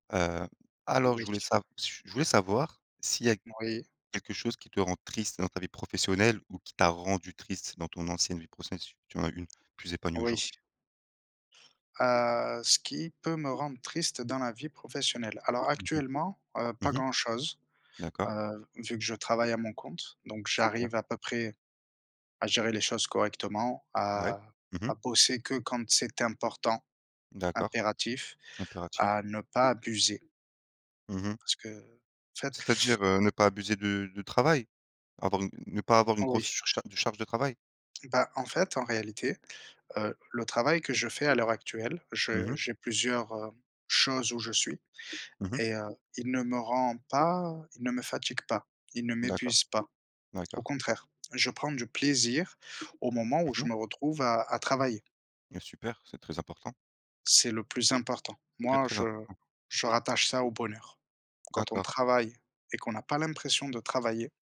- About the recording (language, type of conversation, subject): French, unstructured, Qu’est-ce qui te rend triste dans ta vie professionnelle ?
- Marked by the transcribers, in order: stressed: "rendu"; tapping; other background noise